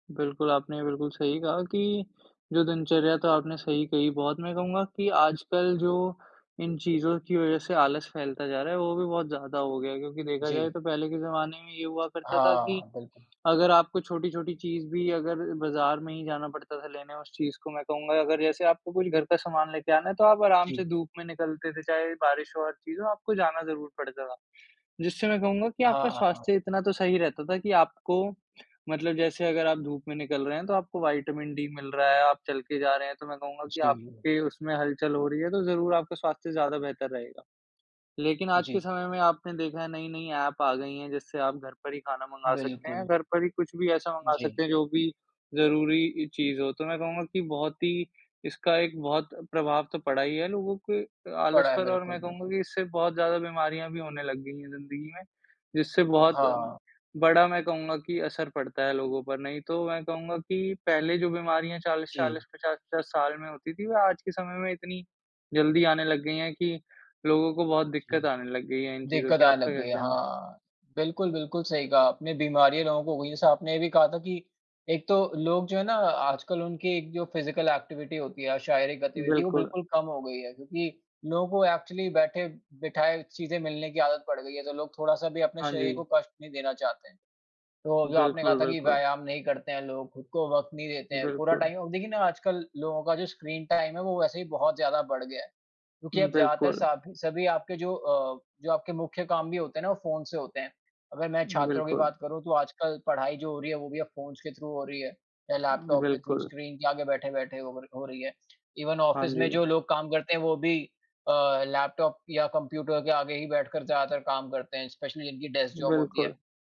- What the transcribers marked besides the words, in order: tapping; in English: "फिज़िकल एक्टिविटी"; in English: "एक्चुअली"; in English: "टाइम"; in English: "स्क्रीन टाइम"; in English: "फ़ोन्स"; in English: "थ्रू"; in English: "थ्रू"; in English: "इवन ऑफ़िस"; in English: "स्पेशली"; in English: "डेस्क जॉब"
- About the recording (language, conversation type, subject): Hindi, unstructured, आपके हिसाब से मोबाइल फोन ने हमारी ज़िंदगी को कैसे बेहतर बनाया है?